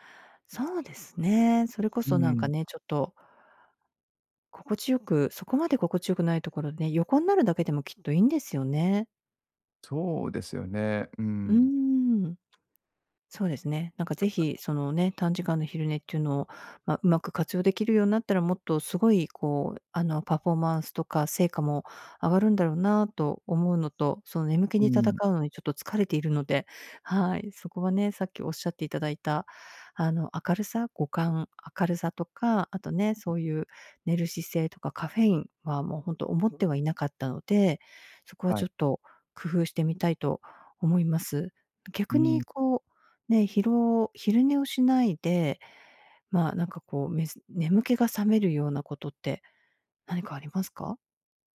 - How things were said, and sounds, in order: unintelligible speech; unintelligible speech
- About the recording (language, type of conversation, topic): Japanese, advice, 短時間の昼寝で疲れを早く取るにはどうすればよいですか？